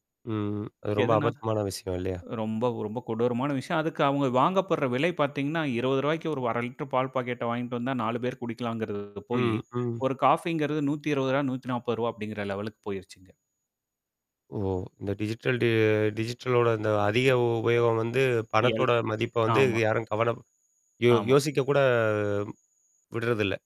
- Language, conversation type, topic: Tamil, podcast, எண்ணிமைச் சாதனங்களைப் பயன்படுத்துவதில் இடைவெளி எடுப்பதை எப்படி தொடங்கலாம் என்று கூறுவீர்களா?
- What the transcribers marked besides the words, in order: mechanical hum; distorted speech; tapping